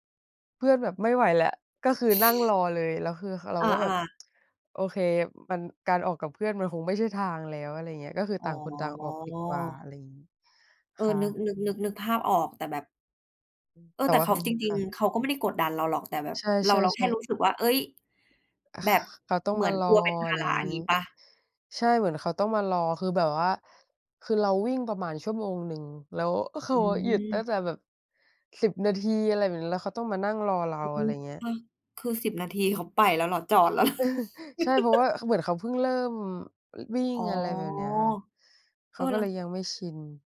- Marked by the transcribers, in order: tsk; other background noise; chuckle
- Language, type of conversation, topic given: Thai, unstructured, กิจกรรมใดช่วยให้คุณรู้สึกผ่อนคลายมากที่สุด?